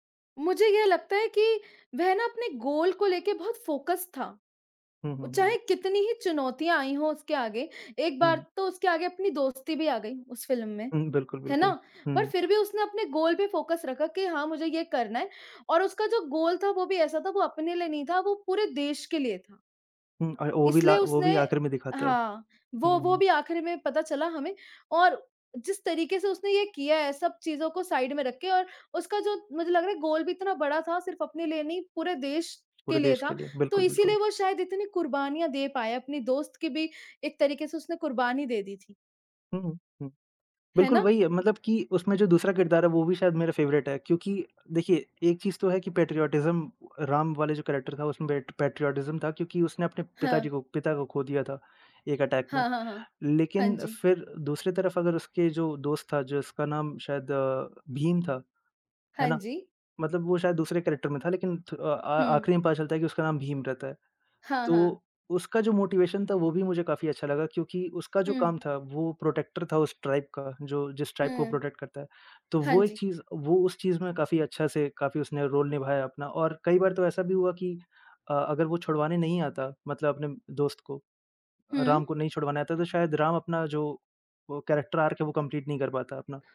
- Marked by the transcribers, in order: in English: "गोल"; in English: "फ़ोकस"; in English: "गोल"; in English: "फ़ोकस"; in English: "गोल"; in English: "साइड"; in English: "गोल"; in English: "फ़ेवरेट"; in English: "पैट्रियोटिज़्म"; in English: "कैरेक्टर"; in English: "पैट्रियोटिज़्म"; in English: "अटैक"; in English: "कैरेक्टर"; in English: "मोटिवेशन"; in English: "प्रोटेक्टर"; in English: "ट्राइब"; in English: "ट्राइब"; in English: "प्रोटेक्ट"; in English: "रोल"; in English: "कैरेक्टर आर्क"; in English: "कंप्लीट"
- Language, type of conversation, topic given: Hindi, unstructured, आपको कौन सी फिल्म सबसे ज़्यादा यादगार लगी है?